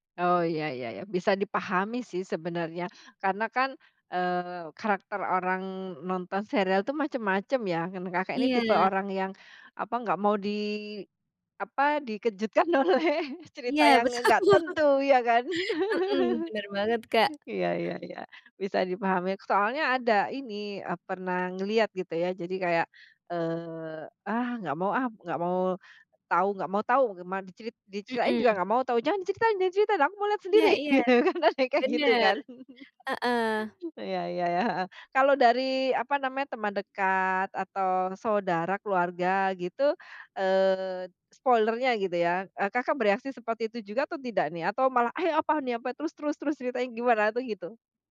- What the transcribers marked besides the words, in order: laughing while speaking: "dikejutkan oleh cerita yang nge enggak tentu, ya, kan?"; laughing while speaking: "betul bu"; chuckle; other background noise; tapping; chuckle; laughing while speaking: "gitu, kan, ada yang kayak, gitu, kan?"; chuckle; in English: "spoiler-nya"
- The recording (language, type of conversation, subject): Indonesian, podcast, Bagaimana kamu menghadapi spoiler tentang serial favoritmu?